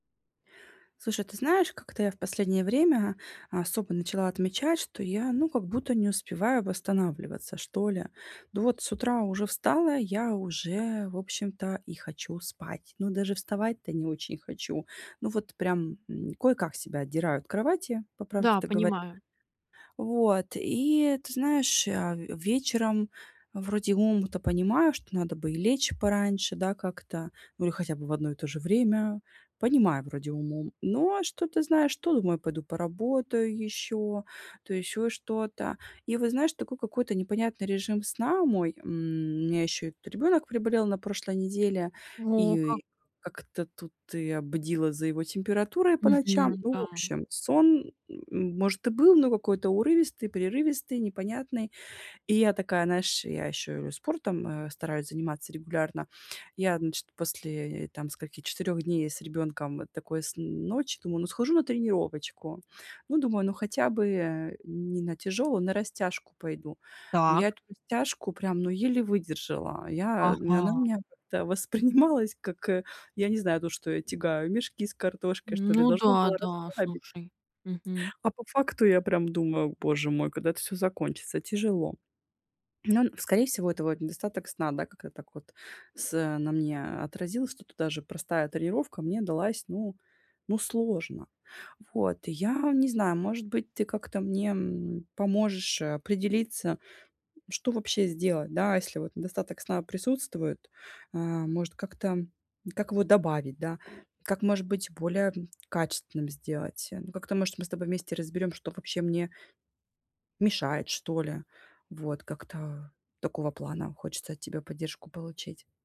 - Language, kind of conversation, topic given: Russian, advice, Как улучшить сон и восстановление при активном образе жизни?
- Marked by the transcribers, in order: "значит" said as "начит"; laughing while speaking: "воспринималась"; throat clearing